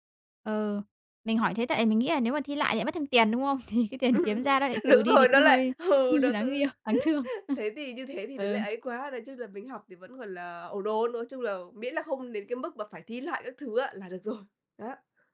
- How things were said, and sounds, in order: chuckle; laughing while speaking: "Đúng rồi"; laughing while speaking: "Thì cái tiền"; laughing while speaking: "ừ"; tapping; laugh; laughing while speaking: "đáng yêu"
- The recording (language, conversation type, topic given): Vietnamese, podcast, Bạn ưu tiên tiền bạc hay thời gian rảnh hơn?